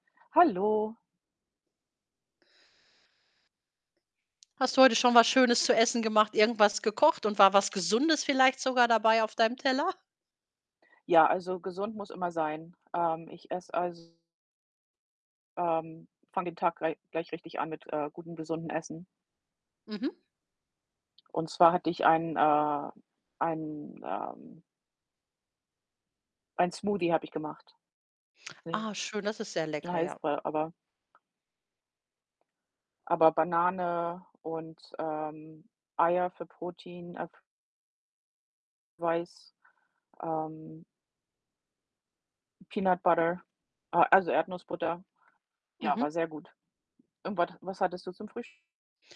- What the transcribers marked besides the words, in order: static; other background noise; distorted speech; unintelligible speech; in English: "Peanut Butter"
- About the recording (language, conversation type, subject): German, unstructured, Was bedeutet gesundes Essen für dich?